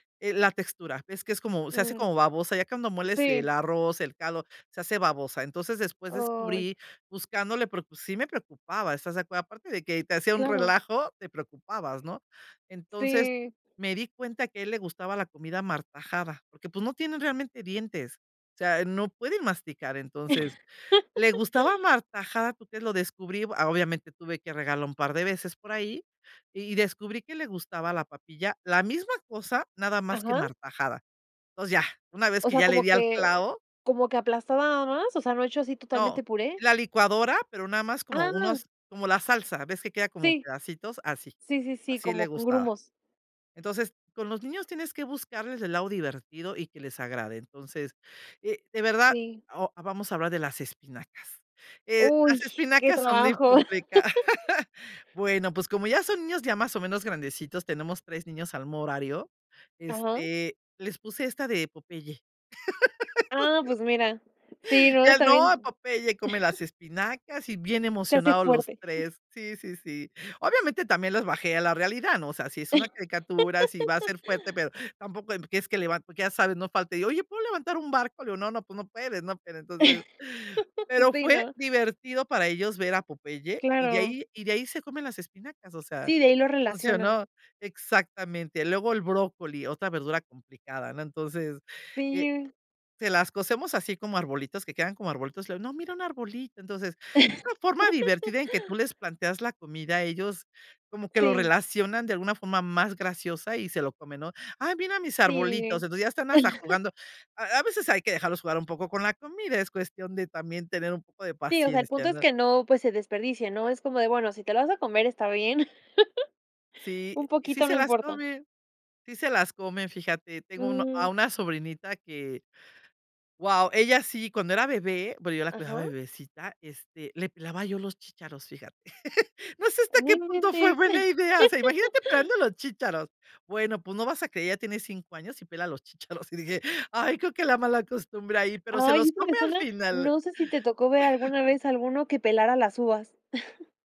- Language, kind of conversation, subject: Spanish, podcast, ¿Cómo manejas a comensales quisquillosos o a niños en el restaurante?
- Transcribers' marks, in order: laugh; laugh; unintelligible speech; stressed: "Ya no"; giggle; giggle; laugh; chuckle; laugh; giggle; laugh; chuckle; giggle